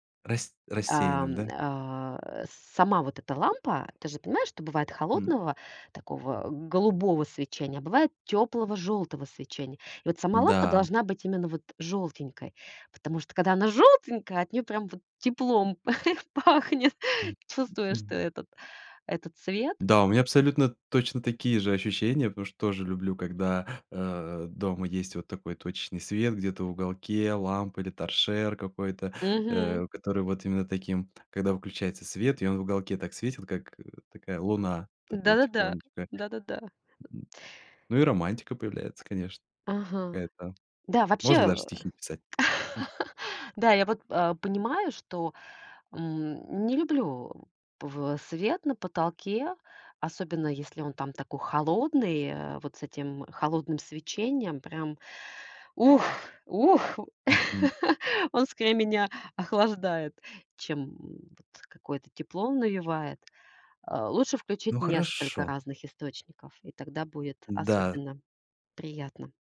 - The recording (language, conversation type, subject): Russian, podcast, Что делает дом по‑настоящему тёплым и приятным?
- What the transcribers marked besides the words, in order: laughing while speaking: "п пахнет"; other noise; tapping; laugh; laugh